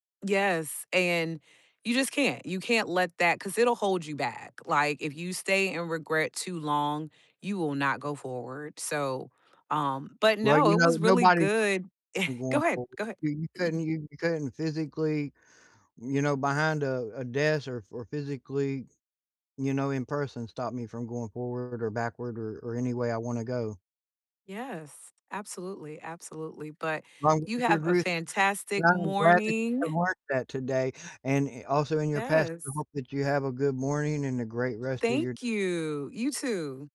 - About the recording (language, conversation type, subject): English, unstructured, Have you ever given up on a dream, and why?
- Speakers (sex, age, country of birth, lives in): female, 40-44, United States, United States; male, 40-44, United States, United States
- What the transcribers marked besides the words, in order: chuckle; unintelligible speech; throat clearing; unintelligible speech; other background noise